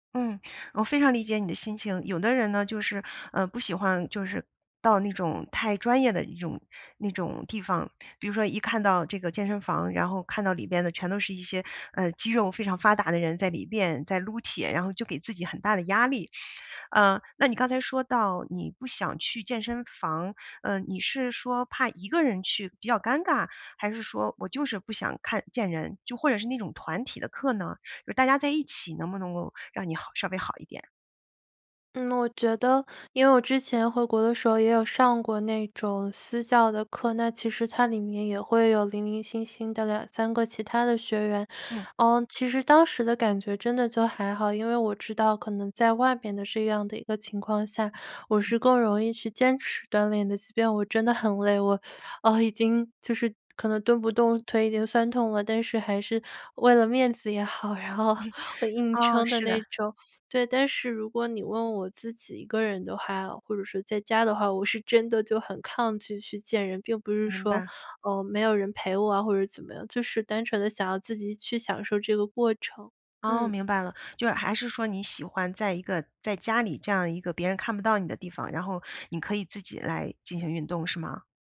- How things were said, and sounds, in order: teeth sucking; laughing while speaking: "也好，然后"; chuckle
- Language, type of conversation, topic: Chinese, advice, 你想开始锻炼却总是拖延、找借口，该怎么办？